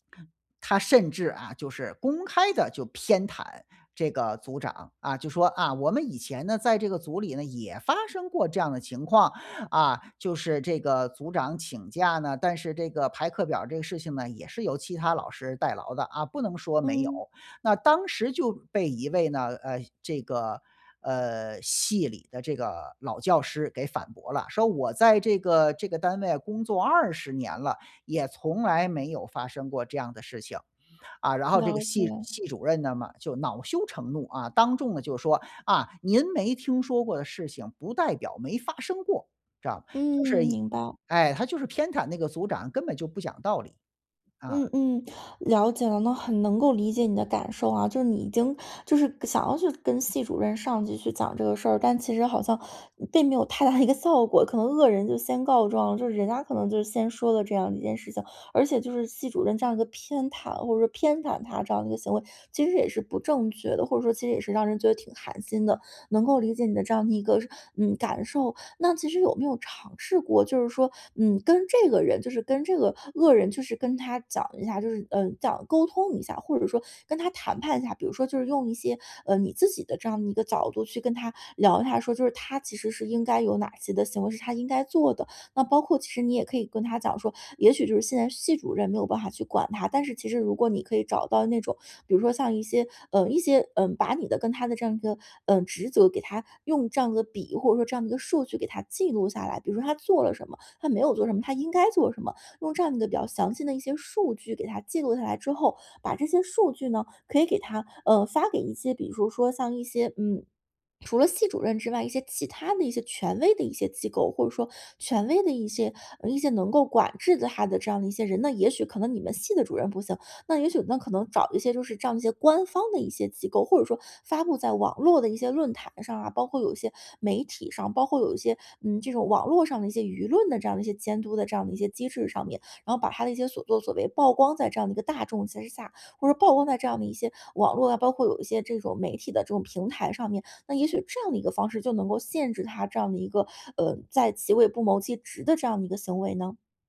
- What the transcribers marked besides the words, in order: tapping; laughing while speaking: "太大的"
- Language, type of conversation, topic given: Chinese, advice, 你该如何与难相处的同事就职责划分进行协商？